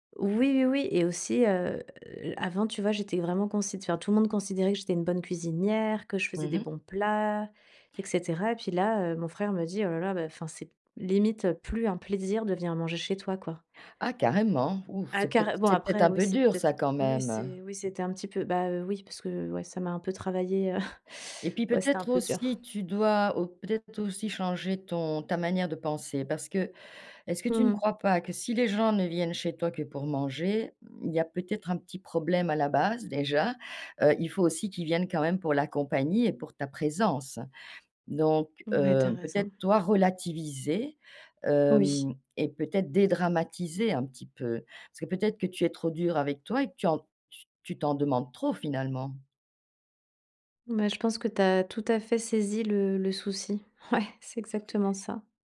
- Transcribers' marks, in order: chuckle
- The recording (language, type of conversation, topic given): French, advice, Comment la planification des repas de la semaine te crée-t-elle une surcharge mentale ?